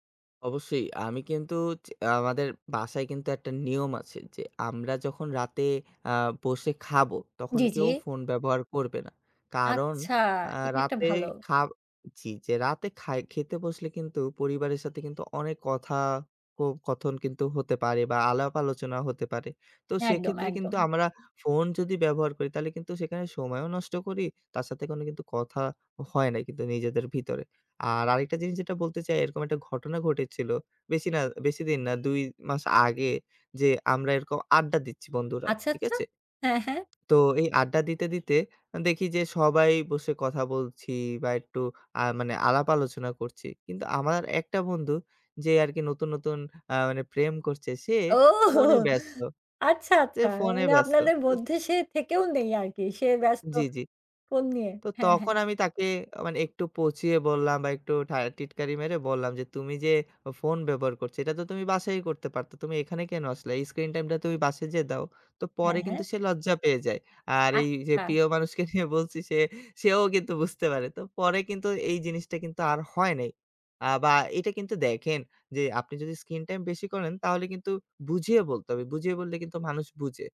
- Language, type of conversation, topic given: Bengali, podcast, ফোনের স্ক্রিন টাইম কমাতে কোন কৌশলগুলো সবচেয়ে বেশি কাজে লাগে?
- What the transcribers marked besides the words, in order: tapping; laughing while speaking: "ওহোহো! আচ্ছা আচ্ছা। মানে আপনাদের মধ্যে সে থেকেও নেই আরকি"; in English: "screen time"; laughing while speaking: "বলছি। সে সেও কিন্তু বুঝতে পারে"; in English: "screen time"